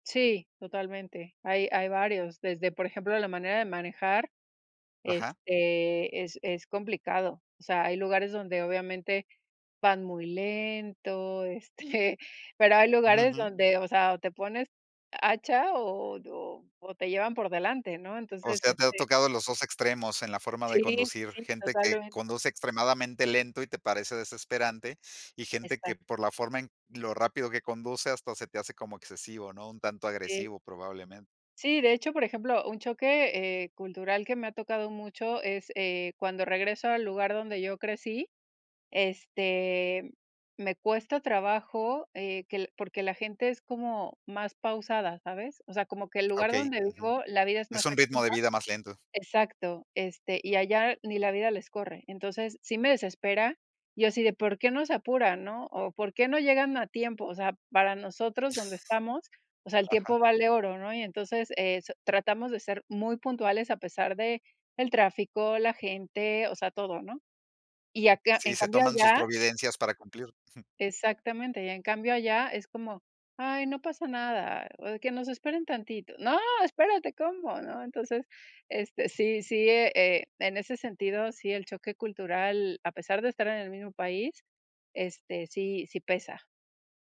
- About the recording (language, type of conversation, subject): Spanish, podcast, ¿Cómo conectas con gente del lugar cuando viajas?
- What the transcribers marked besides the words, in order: chuckle; tapping